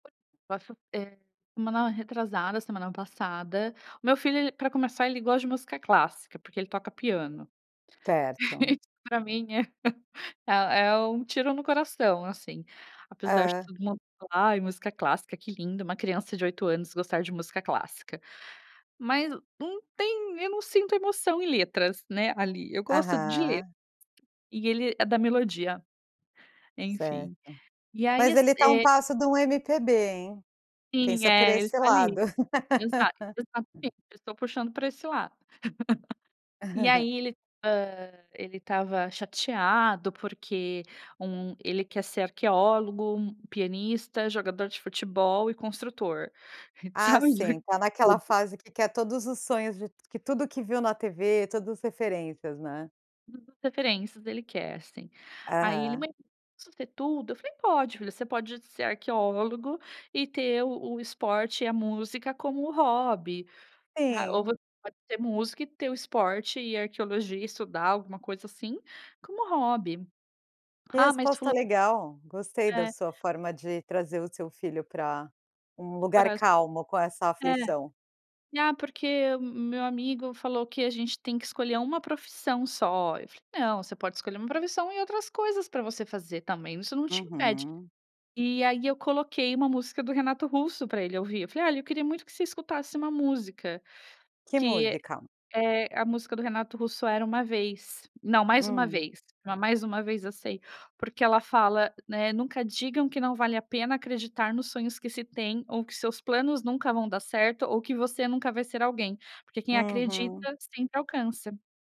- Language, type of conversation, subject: Portuguese, podcast, O que você aprendeu sobre si mesmo ao mudar seu gosto musical?
- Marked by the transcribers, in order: unintelligible speech; laughing while speaking: "Isso pra mim é"; other background noise; unintelligible speech; laugh; tapping; laugh; chuckle; laughing while speaking: "sabe"; unintelligible speech; unintelligible speech